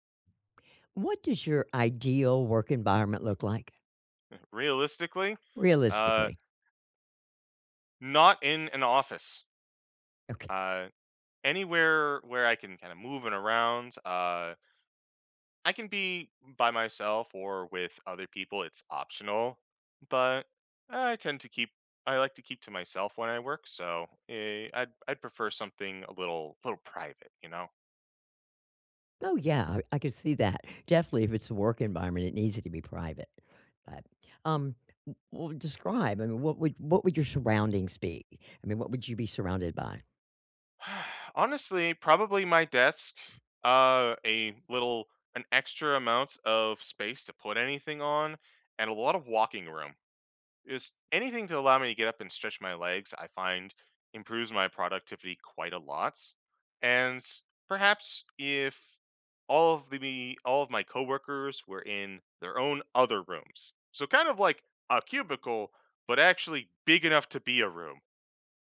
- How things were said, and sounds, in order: sigh; stressed: "other"; stressed: "big"
- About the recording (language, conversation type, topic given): English, unstructured, What does your ideal work environment look like?